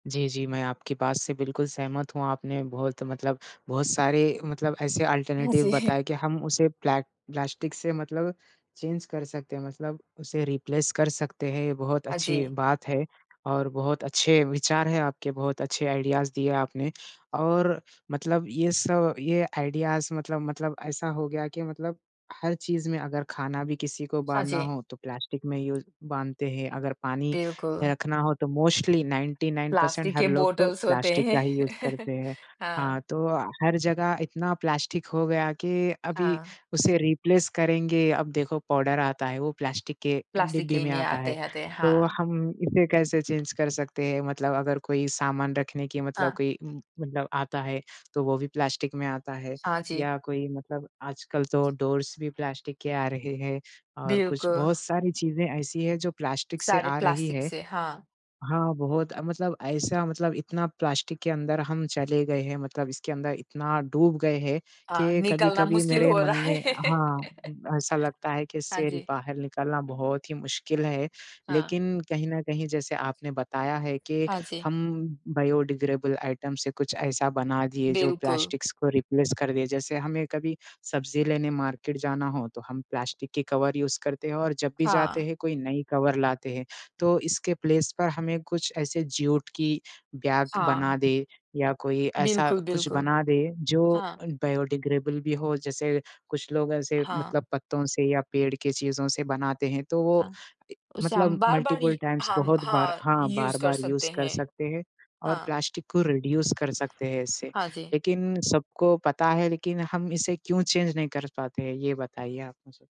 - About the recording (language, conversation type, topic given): Hindi, unstructured, क्या आपको लगता है कि प्लास्टिक के बिना जीवन संभव है?
- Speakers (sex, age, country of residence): female, 30-34, Finland; male, 20-24, India
- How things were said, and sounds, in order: in English: "ऑल्टरनेटिव"; laughing while speaking: "हाँ जी"; in English: "चेंज"; in English: "रिप्लेस"; in English: "आइडियाज़"; tapping; in English: "आइडियाज़"; in English: "यूज़"; in English: "मोस्टली नाइनंटी नाइन परसेंट"; in English: "बॉटल्स"; laughing while speaking: "होते हैं"; chuckle; in English: "यूज"; in English: "रिप्लेस"; in English: "चेंज"; other background noise; in English: "डोर्स"; laughing while speaking: "हो रहा है"; laugh; in English: "बायोडिग्रेडेबल आइटम"; in English: "प्लास्टिक्स"; in English: "रिप्लेस"; in English: "मार्केट"; in English: "कवर यूज़"; in English: "कवर"; in English: "प्लेस"; in English: "बायोडिग्रेडेबल"; in English: "मल्टीपल टाइम्स"; in English: "यूज"; in English: "यूज़"; in English: "रीड्यूस"; in English: "चेंज"